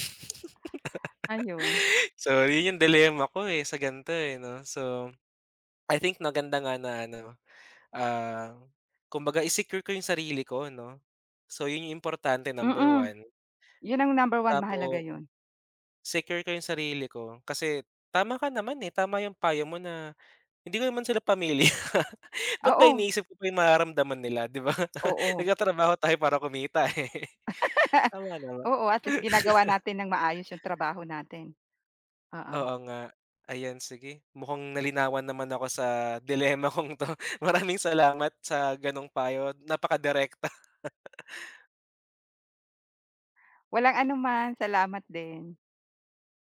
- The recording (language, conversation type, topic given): Filipino, advice, Bakit ka nag-aalala kung tatanggapin mo ang kontra-alok ng iyong employer?
- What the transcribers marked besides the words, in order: laugh; in English: "dilemma"; tapping; other background noise; laughing while speaking: "pamilya"; laugh; laughing while speaking: "eh"; laugh; in English: "dilemma"; chuckle